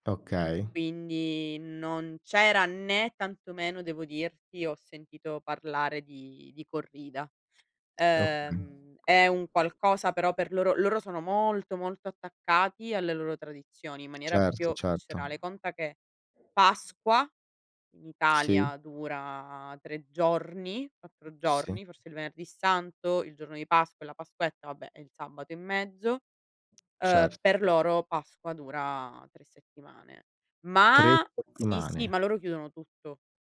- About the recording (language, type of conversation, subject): Italian, podcast, Come hai bilanciato culture diverse nella tua vita?
- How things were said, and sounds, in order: drawn out: "Quindi"; background speech; other background noise